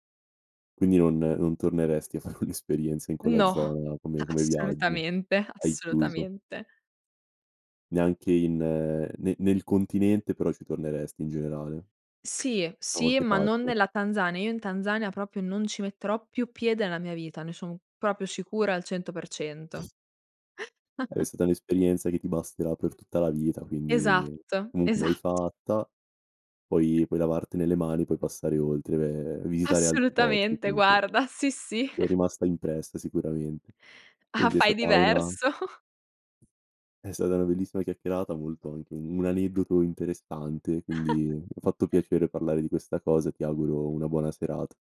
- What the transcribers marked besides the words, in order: laughing while speaking: "fare"; other background noise; chuckle; laughing while speaking: "esatt"; tapping; laughing while speaking: "sì"; chuckle; laughing while speaking: "diverso"; chuckle; laugh
- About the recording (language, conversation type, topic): Italian, podcast, Chi ti ha aiutato in un momento difficile durante un viaggio?